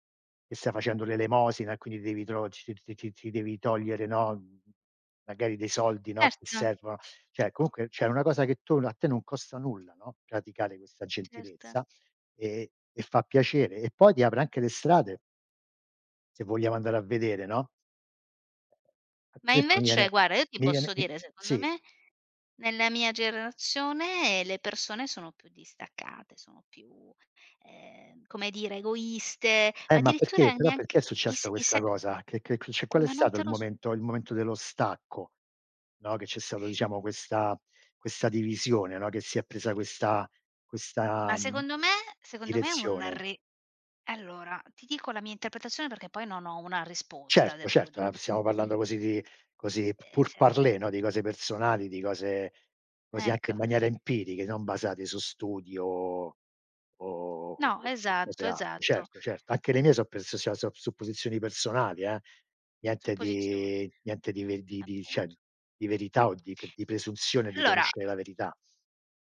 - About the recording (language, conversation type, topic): Italian, unstructured, Qual è il ruolo della gentilezza nella tua vita?
- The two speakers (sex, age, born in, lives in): female, 35-39, Italy, Italy; male, 60-64, Italy, United States
- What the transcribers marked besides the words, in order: "Cioè" said as "ceh"; tapping; "guarda" said as "guara"; "generazione" said as "gerrazione"; tongue click; "cioè" said as "ceh"; in French: "pourparlers"; "cioè" said as "ceh"